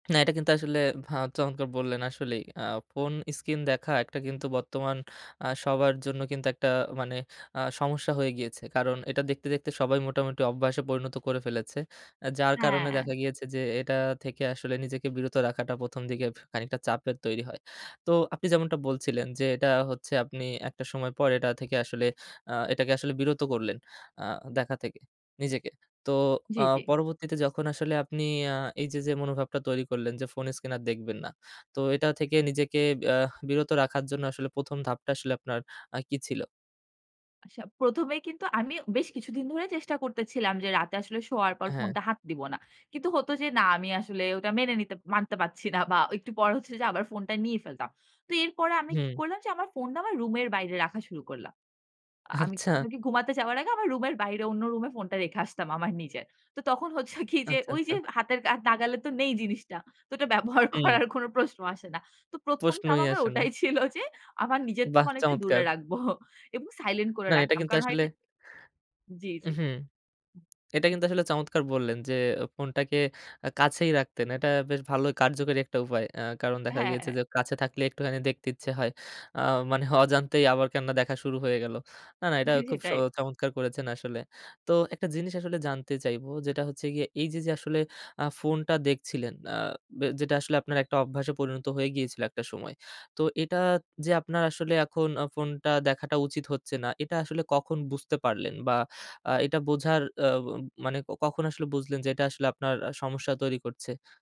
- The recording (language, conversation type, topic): Bengali, podcast, রাতে ফোনের পর্দা থেকে দূরে থাকতে আপনার কেমন লাগে?
- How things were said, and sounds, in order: laughing while speaking: "তো ওটা ব্যবহার করার"